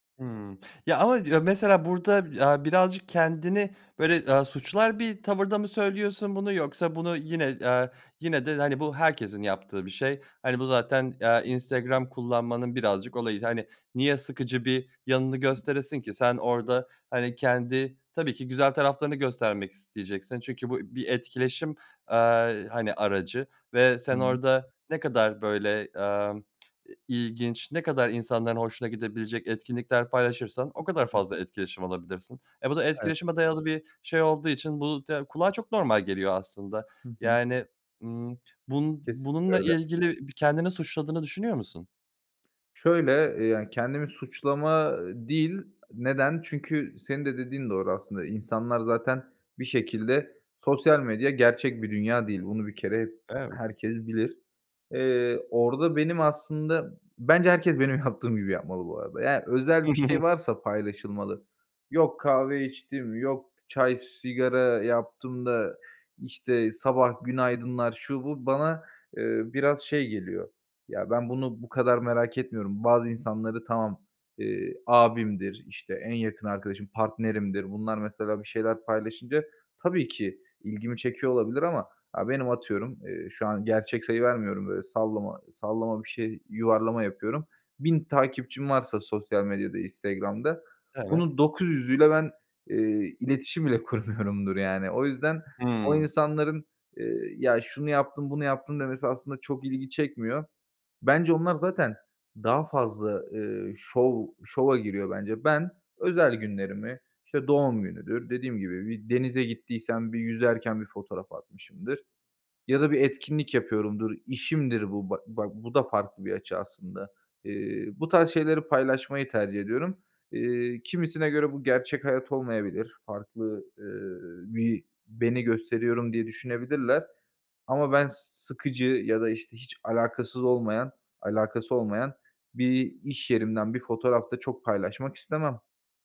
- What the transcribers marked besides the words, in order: other noise; other background noise; tapping; laughing while speaking: "yaptığım"; chuckle; laughing while speaking: "kurmuyorumdur"
- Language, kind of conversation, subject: Turkish, podcast, Sosyal medyada gösterdiğin imaj ile gerçekteki sen arasında fark var mı?